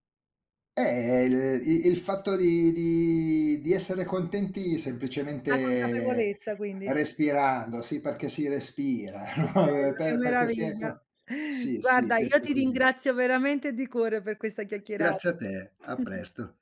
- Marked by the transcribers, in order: laughing while speaking: "no"; other background noise; tapping; chuckle
- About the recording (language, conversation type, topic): Italian, podcast, Che cosa ti fa sentire che la tua vita conta?